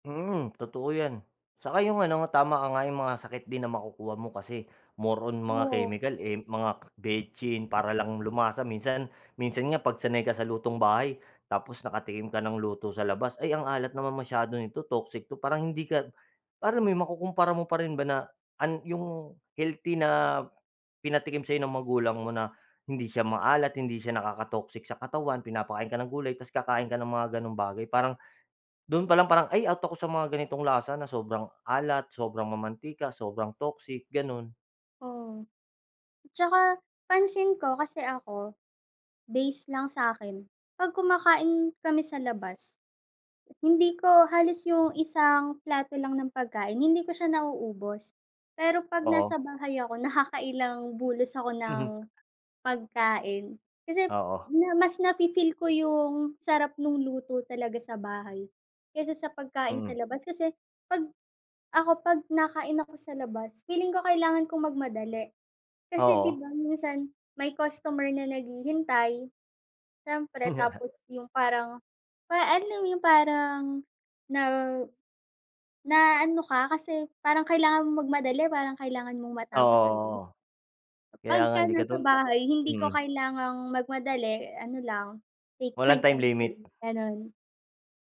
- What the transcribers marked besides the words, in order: other background noise; tapping; other noise; chuckle; in English: "take my time to eat"
- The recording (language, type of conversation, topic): Filipino, unstructured, Mas gusto mo bang kumain sa labas o magluto sa bahay?
- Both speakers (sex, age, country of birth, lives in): female, 25-29, Philippines, Philippines; male, 35-39, Philippines, Philippines